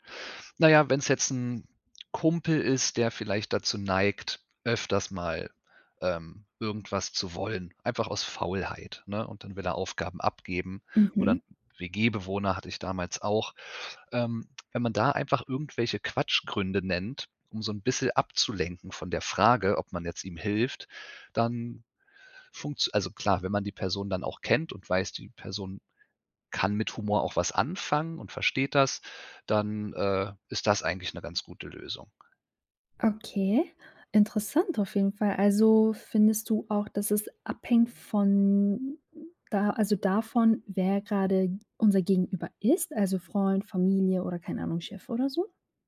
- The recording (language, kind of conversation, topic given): German, podcast, Wie sagst du Nein, ohne die Stimmung zu zerstören?
- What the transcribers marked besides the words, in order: none